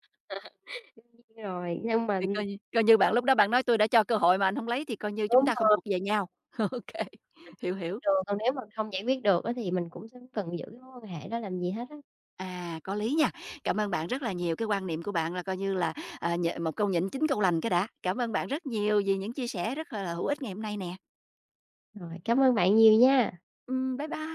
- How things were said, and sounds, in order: laughing while speaking: "À"; unintelligible speech; laughing while speaking: "ô kê"; tapping; other background noise
- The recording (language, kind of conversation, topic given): Vietnamese, podcast, Làm thế nào để bày tỏ ý kiến trái chiều mà vẫn tôn trọng?